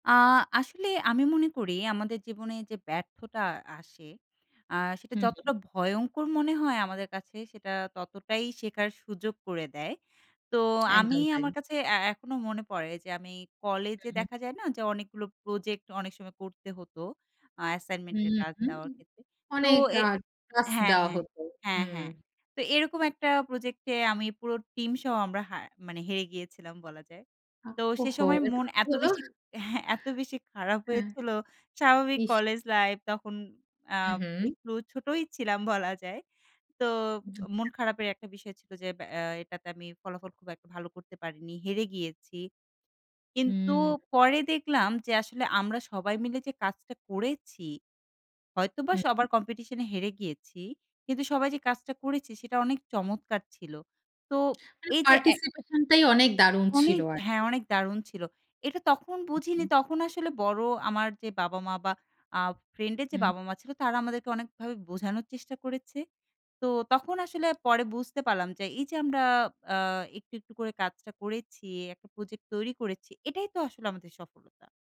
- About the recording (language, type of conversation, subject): Bengali, podcast, ব্যর্থতাকে শেখার প্রক্রিয়ার অংশ হিসেবে গ্রহণ করার জন্য আপনার কৌশল কী?
- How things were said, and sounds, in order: tapping; lip smack; lip smack